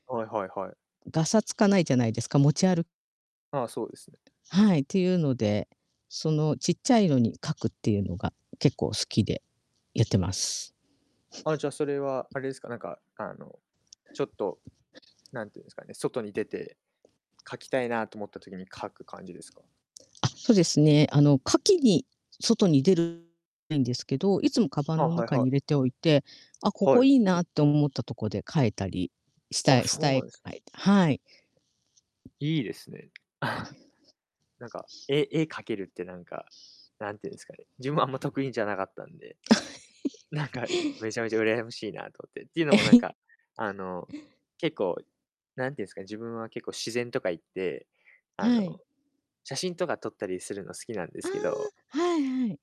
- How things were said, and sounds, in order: tapping; distorted speech; unintelligible speech; chuckle; laughing while speaking: "あ、ひ"; laugh; unintelligible speech
- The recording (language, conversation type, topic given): Japanese, unstructured, 挑戦してみたい新しい趣味はありますか？